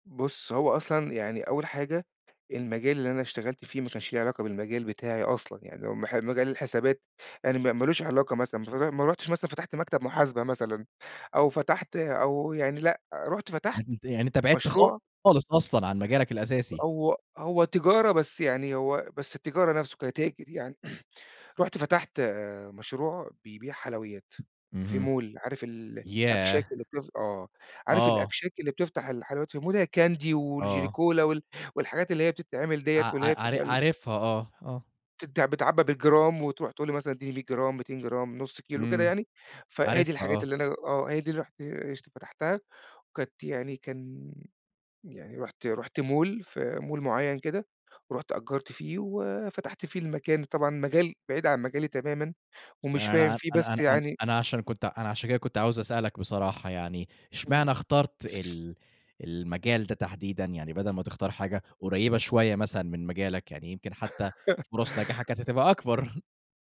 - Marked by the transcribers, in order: other background noise; throat clearing; in English: "mall"; in English: "mall؟"; in English: "candy"; in English: "mall"; in English: "mall"; tapping; chuckle; chuckle
- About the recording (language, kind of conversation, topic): Arabic, podcast, إزاي بتحافظ على استمراريتك في مشروع طويل؟
- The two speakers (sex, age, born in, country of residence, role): male, 25-29, Egypt, Egypt, host; male, 40-44, Egypt, Portugal, guest